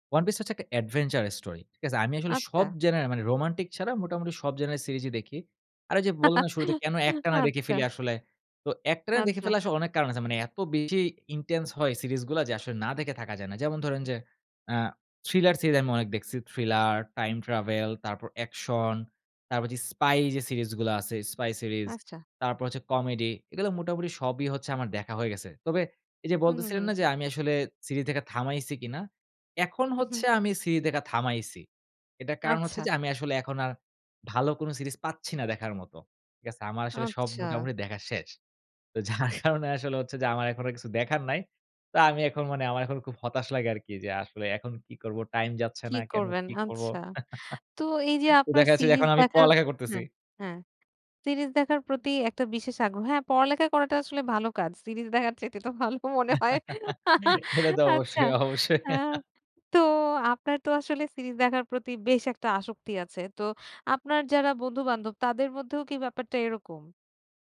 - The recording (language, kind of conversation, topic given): Bengali, podcast, তোমার মনে হয় মানুষ কেন একটানা করে ধারাবাহিক দেখে?
- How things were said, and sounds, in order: in English: "adventure story"; in English: "genre"; in English: "genre"; chuckle; in English: "intense"; in English: "thriller"; in English: "Thriller, time travel"; in English: "spy"; in English: "spy series"; "সিরিজ" said as "সিরি"; laughing while speaking: "যার কারণে"; chuckle; laughing while speaking: "চাইতে তো ভালো মনে হয়"; chuckle; laughing while speaking: "এটা তো অবশ্যই, অবশ্যই"; chuckle